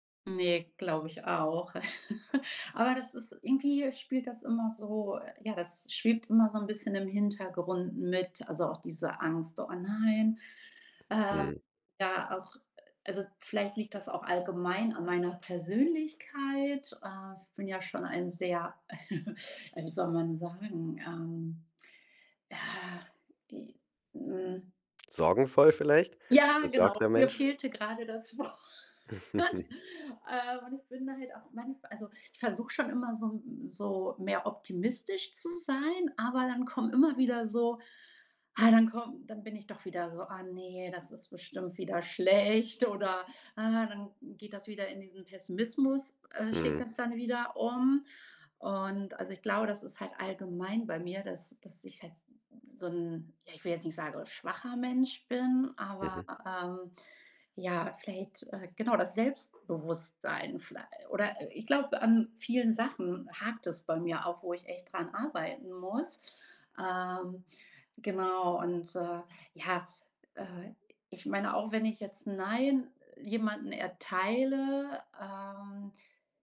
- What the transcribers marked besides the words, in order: laugh; put-on voice: "Oh, nein"; laughing while speaking: "äh"; laughing while speaking: "Wort"; giggle; stressed: "schlecht"
- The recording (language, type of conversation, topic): German, advice, Wie kann ich Nein sagen, ohne Schuldgefühle zu haben?
- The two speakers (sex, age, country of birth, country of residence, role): female, 35-39, Germany, Germany, user; male, 35-39, Germany, Germany, advisor